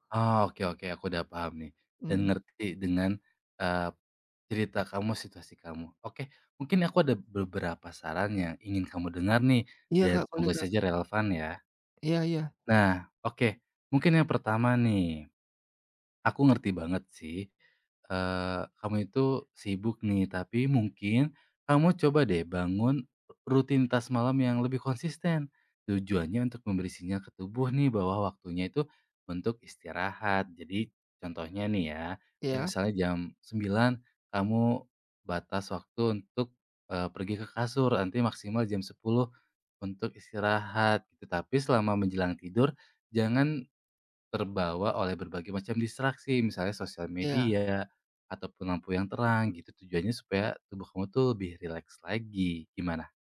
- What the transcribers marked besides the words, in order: "beberapa" said as "berberapa"; other background noise
- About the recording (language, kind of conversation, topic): Indonesian, advice, Bagaimana saya gagal menjaga pola tidur tetap teratur dan mengapa saya merasa lelah saat bangun pagi?